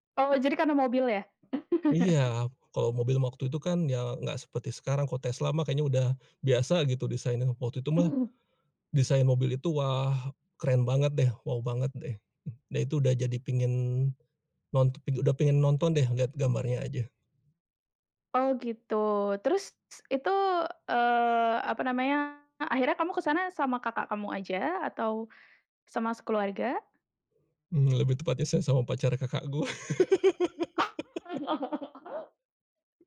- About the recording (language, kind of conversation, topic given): Indonesian, podcast, Film apa yang paling berkesan buat kamu, dan kenapa begitu?
- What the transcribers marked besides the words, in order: laugh; other background noise; teeth sucking; laughing while speaking: "gue"; laughing while speaking: "Oh"; laugh